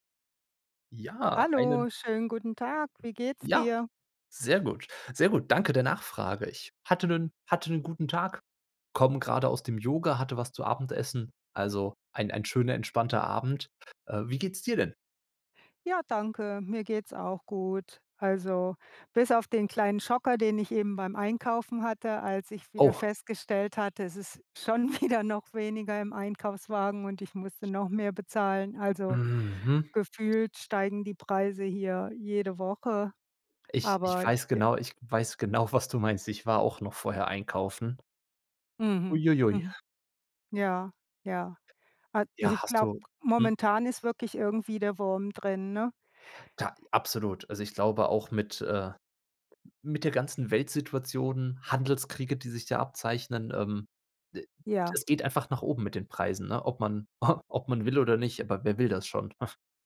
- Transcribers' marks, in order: other noise; laughing while speaking: "wieder"; other background noise; laughing while speaking: "genau, was"; chuckle; chuckle
- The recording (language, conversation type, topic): German, unstructured, Was denkst du über die steigenden Preise im Alltag?